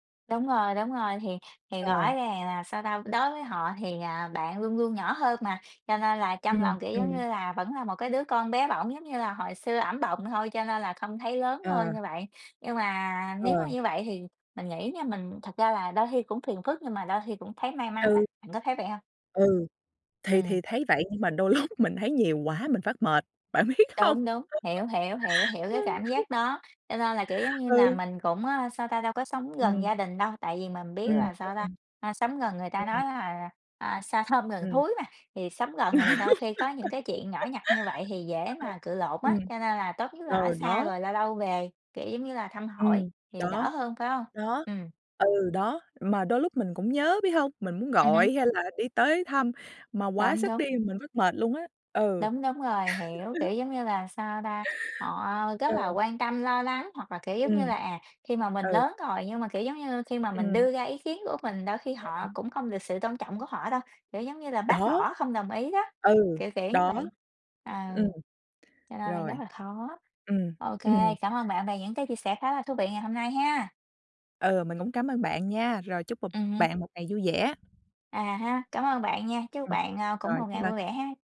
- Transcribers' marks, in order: other background noise; laughing while speaking: "đôi lúc"; tapping; laughing while speaking: "bạn biết hông?"; giggle; giggle; laugh
- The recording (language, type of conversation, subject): Vietnamese, unstructured, Theo bạn, điều gì quan trọng nhất trong một mối quan hệ?